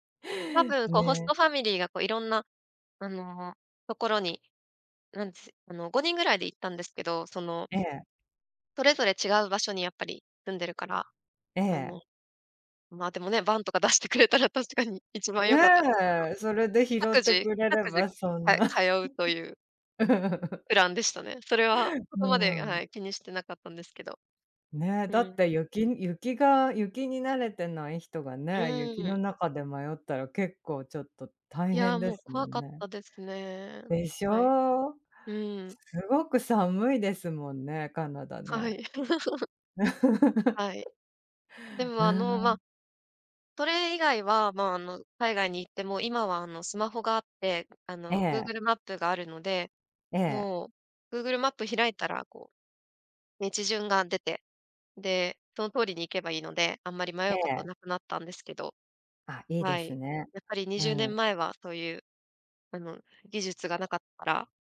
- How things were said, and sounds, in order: laughing while speaking: "バンとか出してくれたら"; chuckle; chuckle; laugh
- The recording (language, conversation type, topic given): Japanese, podcast, 道に迷って大変だった経験はありますか？